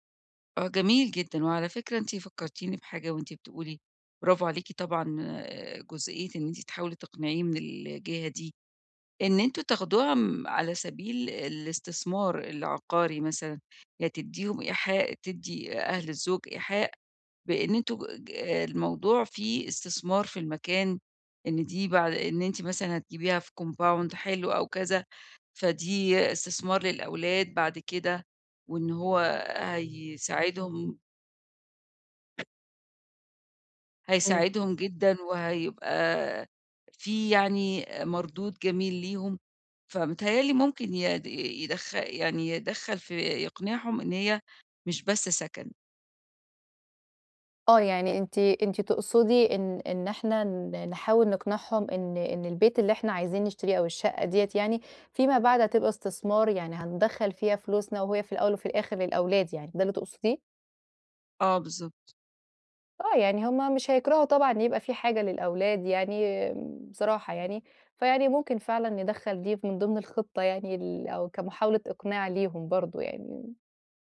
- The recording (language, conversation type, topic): Arabic, advice, إزاي أنسّق الانتقال بين البيت الجديد والشغل ومدارس العيال بسهولة؟
- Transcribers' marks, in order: in English: "compound"; other background noise; tapping